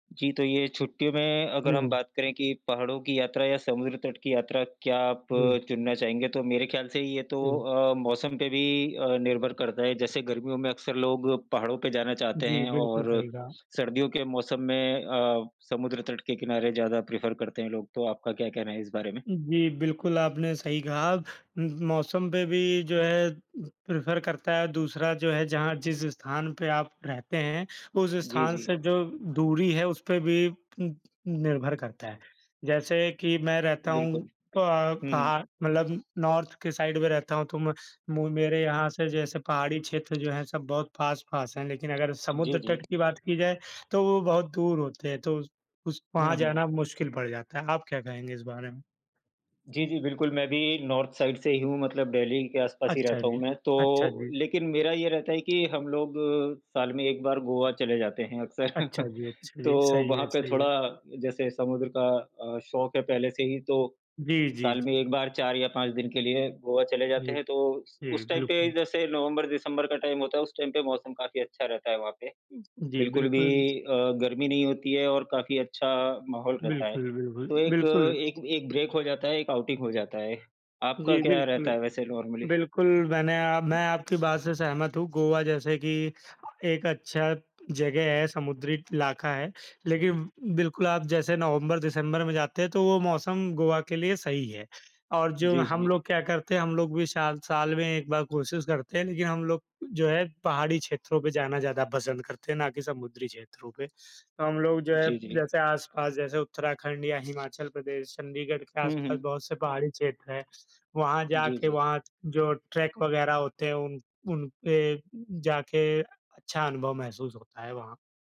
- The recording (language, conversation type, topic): Hindi, unstructured, छुट्टियों में आप पहाड़ों की यात्रा चुनेंगे या समुद्र तट की यात्रा?
- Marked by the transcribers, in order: other background noise; in English: "प्रिफ़र"; in English: "प्रिफ़र"; in English: "नॉर्थ"; other noise; in English: "साइड"; tapping; in English: "नॉर्थ साइड"; laughing while speaking: "अक्सर"; chuckle; in English: "टाइम"; in English: "टाइम"; in English: "टाइम"; in English: "ब्रेक"; in English: "आउटिंग"; in English: "नॉर्मली?"; in English: "ट्रैक"